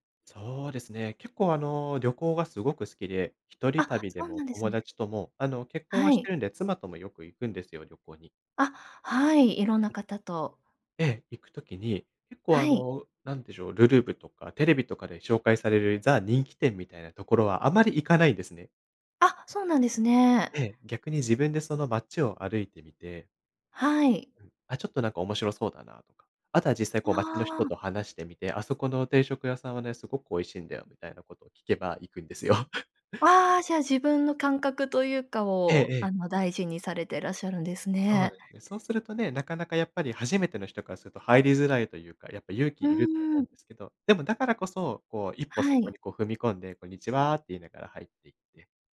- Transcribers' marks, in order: chuckle; other background noise
- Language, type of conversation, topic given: Japanese, podcast, 旅行で学んだ大切な教訓は何ですか？